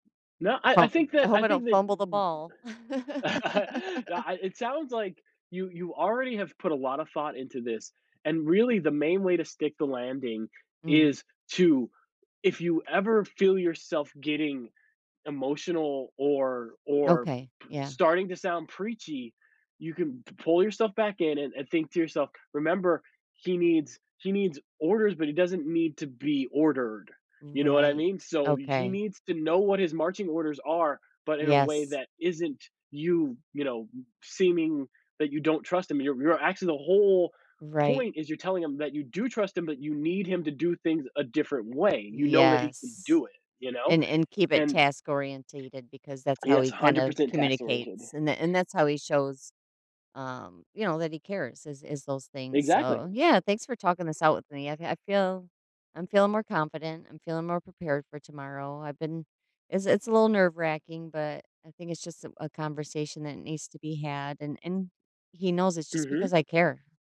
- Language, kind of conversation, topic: English, advice, How can I calmly tell my partner I need clearer boundaries?
- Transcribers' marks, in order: other noise; chuckle; laugh; other background noise